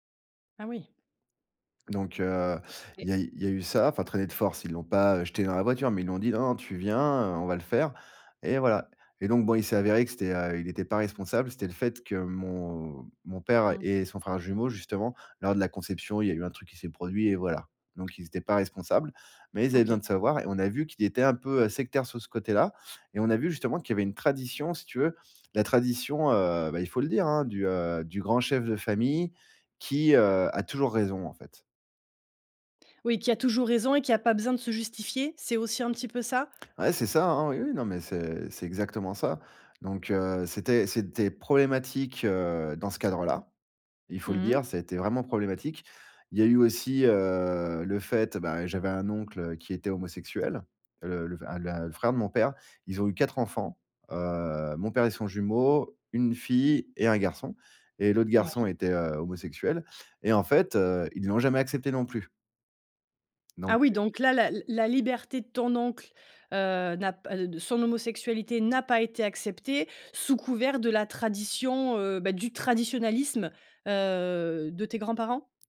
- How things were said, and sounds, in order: other background noise; drawn out: "heu"
- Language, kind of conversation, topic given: French, podcast, Comment conciliez-vous les traditions et la liberté individuelle chez vous ?